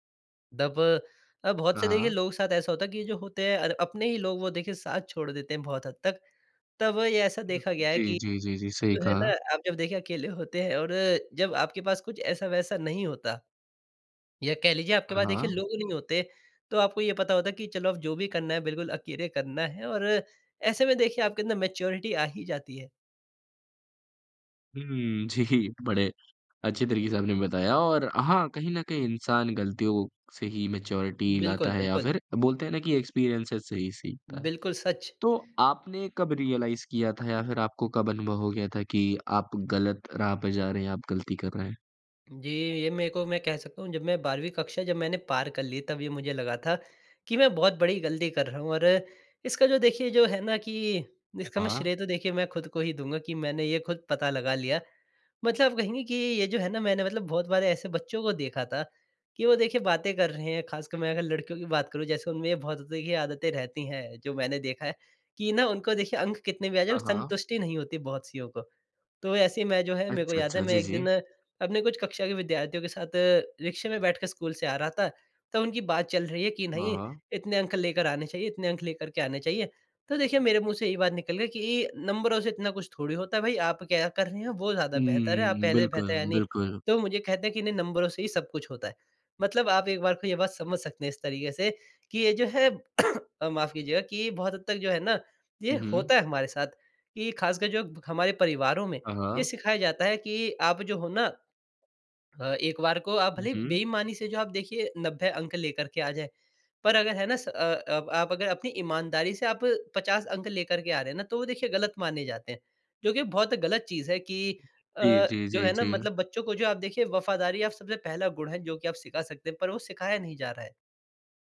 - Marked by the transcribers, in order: in English: "मैच्योरिटी"; laughing while speaking: "जी"; in English: "मैच्योरिटी"; in English: "एक्सपीरियंसेज़"; in English: "रियलाइज़"; cough
- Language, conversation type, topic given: Hindi, podcast, गलतियों से आपने क्या सीखा, कोई उदाहरण बताएँ?